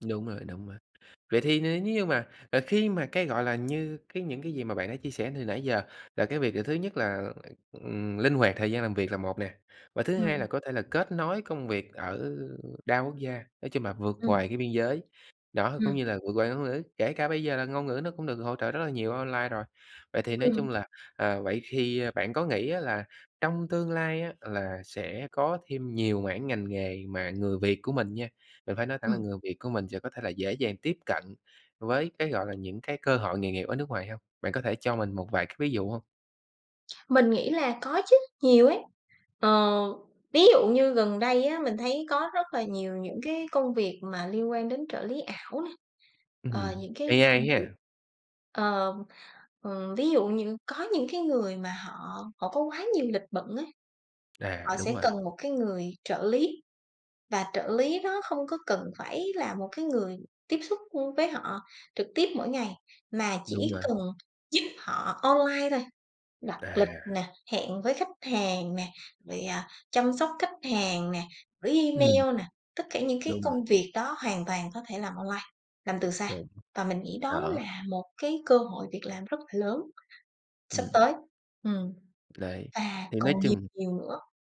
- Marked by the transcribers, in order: tapping; "thì" said as "khì"; other background noise
- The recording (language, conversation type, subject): Vietnamese, podcast, Bạn nghĩ gì về làm việc từ xa so với làm việc tại văn phòng?